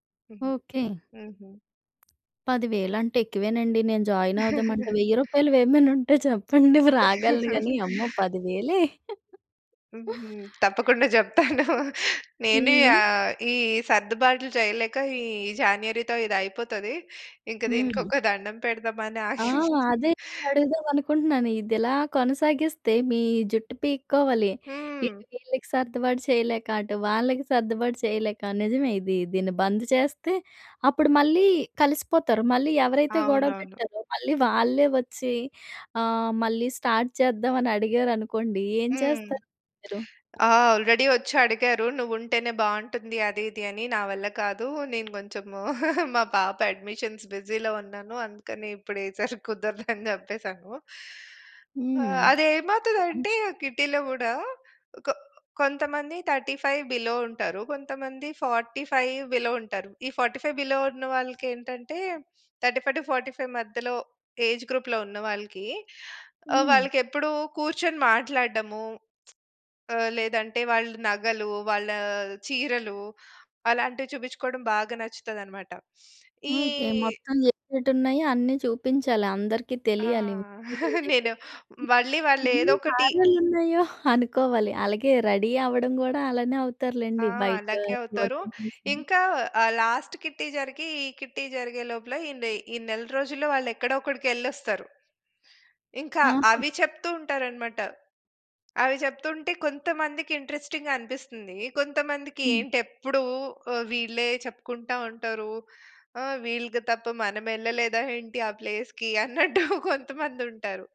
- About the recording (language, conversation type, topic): Telugu, podcast, స్నేహితుల గ్రూప్ చాట్‌లో మాటలు గొడవగా మారితే మీరు ఎలా స్పందిస్తారు?
- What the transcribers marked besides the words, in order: tapping; in English: "జాయిన్"; giggle; giggle; giggle; chuckle; giggle; in English: "స్టార్ట్"; in English: "ఆల్రెడీ"; giggle; in English: "అడ్మిషన్స్ బిజీలో"; other background noise; in English: "థర్టీ ఫైవ్ బిలో"; in English: "ఫార్టీ ఫైవ్ బిలో"; in English: "ఫార్టీ ఫైవ్ బిలో"; in English: "థర్టీ ఫైవ్ టు ఫార్టీ ఫైవ్"; in English: "ఏజ్ గ్రూప్‌లో"; lip smack; sniff; giggle; unintelligible speech; giggle; in English: "రెడీ"; in English: "లాస్ట్ కిట్టీ"; in English: "కిట్టీ"; in English: "ఇంట్రెస్టింగ్‌గా"; in English: "ప్లేస్‌కి"; giggle